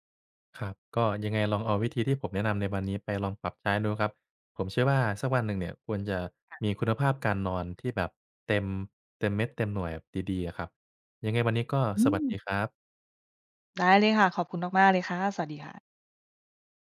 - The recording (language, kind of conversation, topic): Thai, advice, นอนไม่หลับเพราะคิดเรื่องงานจนเหนื่อยล้าทั้งวัน
- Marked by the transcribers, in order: none